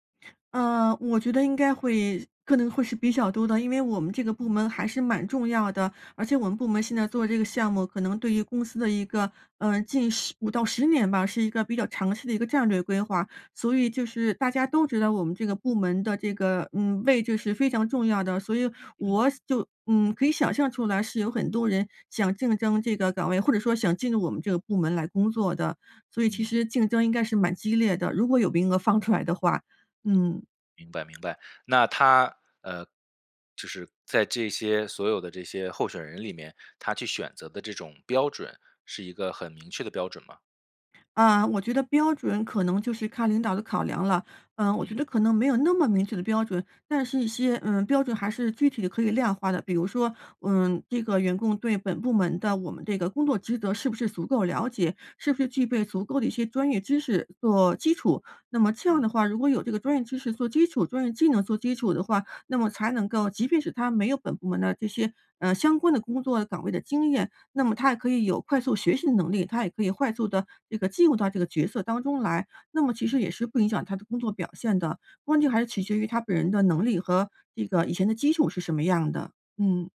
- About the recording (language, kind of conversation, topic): Chinese, advice, 在竞争激烈的情况下，我该如何争取晋升？
- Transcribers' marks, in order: "即便" said as "既"